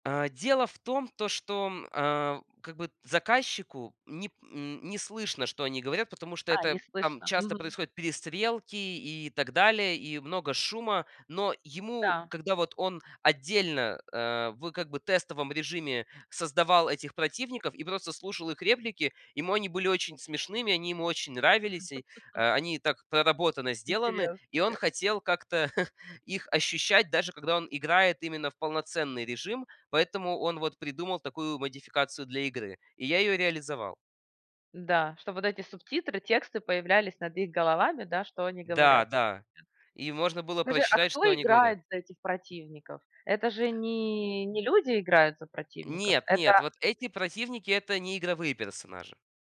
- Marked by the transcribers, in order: chuckle; chuckle; other background noise; drawn out: "не"
- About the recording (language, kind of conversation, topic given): Russian, podcast, Что делает обучение по-настоящему увлекательным для тебя?